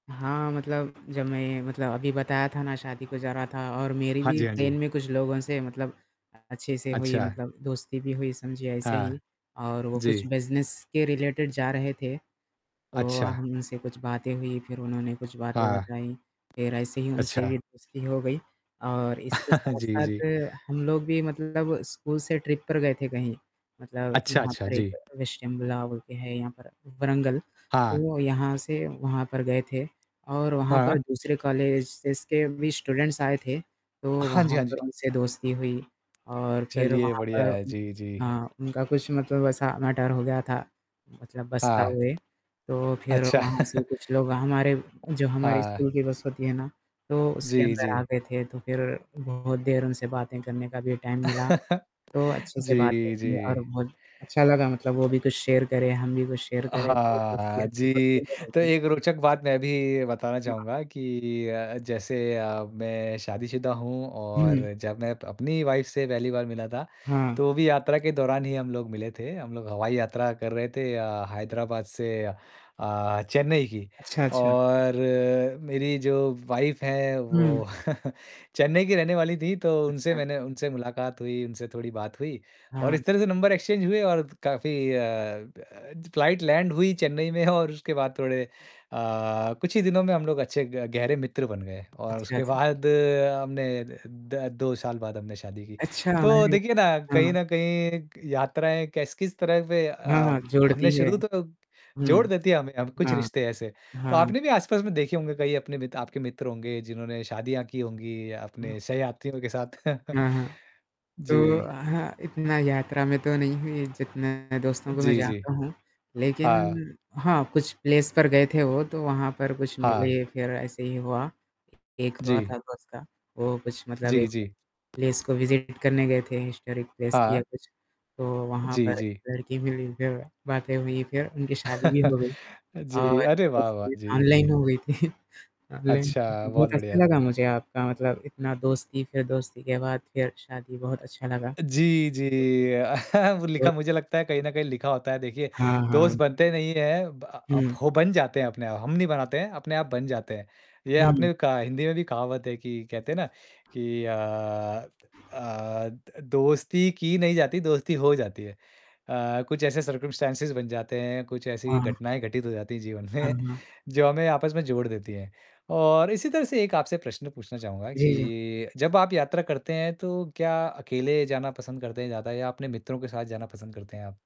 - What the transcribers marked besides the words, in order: static; in English: "रिलेटेड"; distorted speech; laugh; in English: "ट्रिप"; in English: "कॉलेजेज़"; in English: "स्टूडेंट्स"; in English: "मैटर"; laugh; in English: "टाइम"; laugh; in English: "शेयर"; in English: "शेयर"; in English: "वाइफ़"; in English: "वाइफ़"; chuckle; in English: "एक्सचेंज"; in English: "फ़्लाइट लैंड"; chuckle; laughing while speaking: "बाद"; chuckle; other background noise; in English: "प्लेस"; in English: "प्लेस"; in English: "विजिट"; in English: "हिस्टोरिक प्लेस"; laugh; laughing while speaking: "थी"; chuckle; in English: "सर्कम्स्टैंसेज़"; laughing while speaking: "में"
- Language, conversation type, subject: Hindi, unstructured, क्या आपने कभी यात्रा के दौरान कोई नया दोस्त बनाया है?